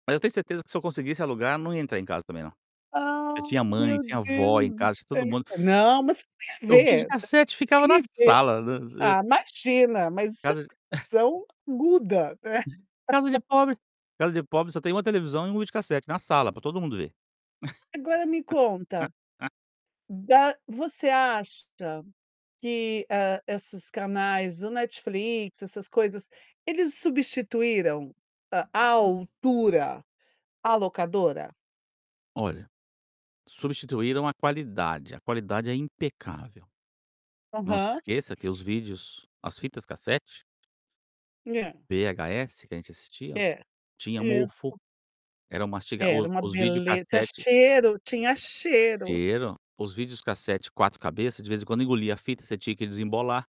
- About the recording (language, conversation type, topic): Portuguese, podcast, Você pode me contar sobre uma ida à locadora que marcou você?
- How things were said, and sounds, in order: distorted speech; chuckle; chuckle; laugh; static; tapping